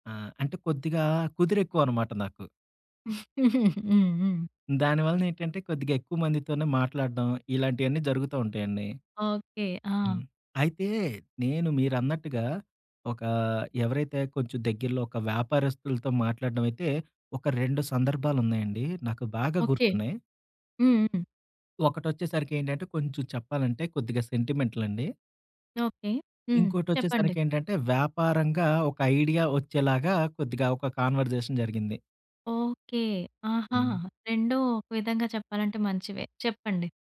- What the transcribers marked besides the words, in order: giggle; tapping; in English: "కాన్వర్సేషన్"
- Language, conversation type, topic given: Telugu, podcast, ఒక స్థానిక మార్కెట్‌లో మీరు కలిసిన విక్రేతతో జరిగిన సంభాషణ మీకు ఎలా గుర్తుంది?